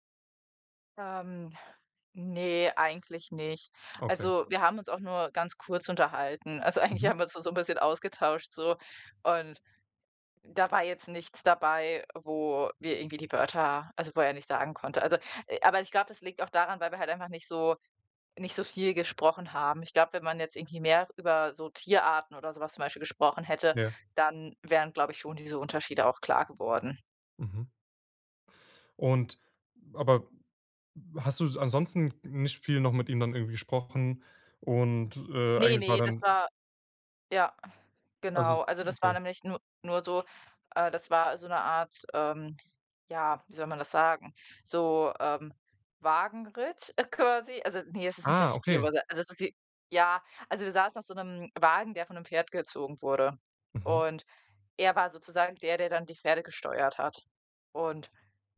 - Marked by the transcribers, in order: laughing while speaking: "eigentlich"; joyful: "äh, quasi"
- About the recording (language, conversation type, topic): German, podcast, Was war deine ungewöhnlichste Begegnung auf Reisen?